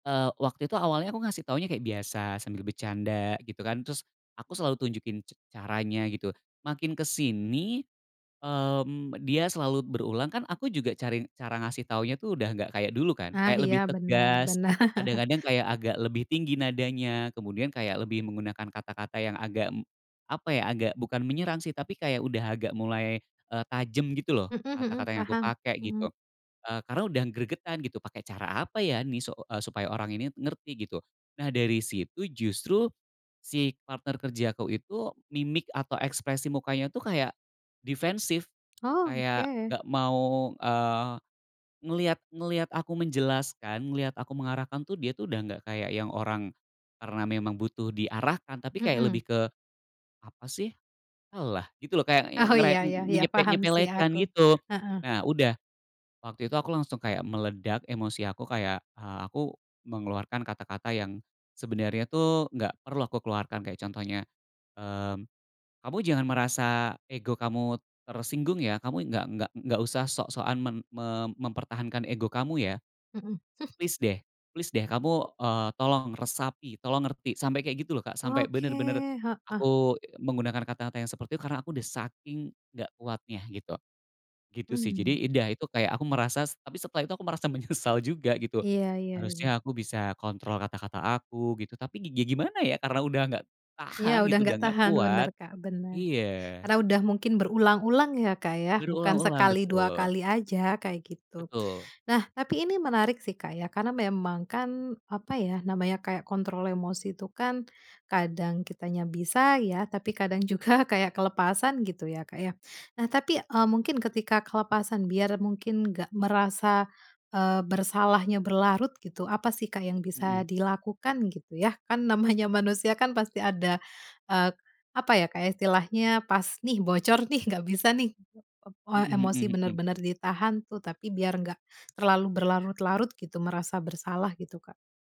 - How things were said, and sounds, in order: laughing while speaking: "bener"; chuckle; tapping; laughing while speaking: "Oh"; laughing while speaking: "menyesal"; laughing while speaking: "juga"
- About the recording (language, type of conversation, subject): Indonesian, podcast, Apa strategi kamu saat emosi mulai meledak?